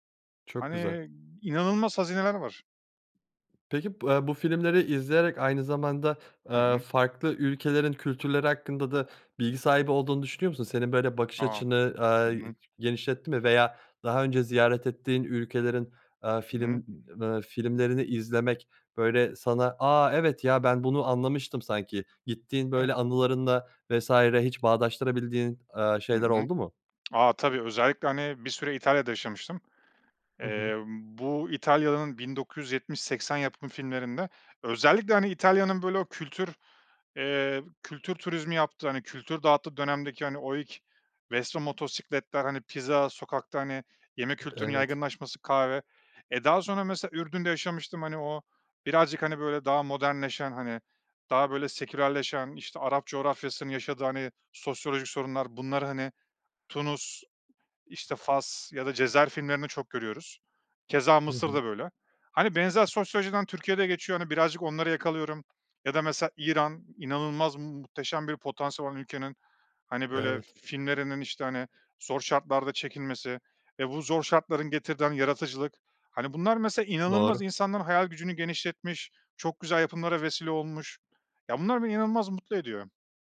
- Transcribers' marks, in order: tapping; unintelligible speech; unintelligible speech; tongue click; other background noise
- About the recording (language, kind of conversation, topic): Turkish, podcast, Yeni bir hobiye zaman ayırmayı nasıl planlarsın?